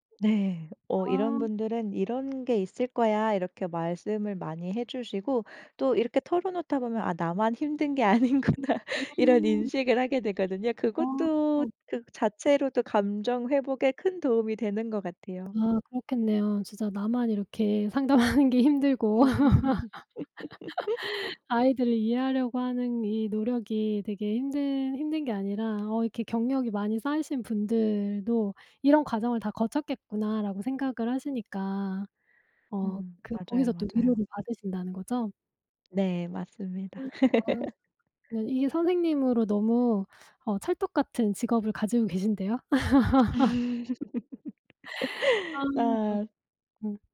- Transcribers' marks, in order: tapping; other background noise; laughing while speaking: "아니구나.'"; laughing while speaking: "상담하는 게 힘들고"; laugh; laugh; laugh
- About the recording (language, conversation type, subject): Korean, podcast, 감정적으로 성장했다고 느낀 순간은 언제였나요?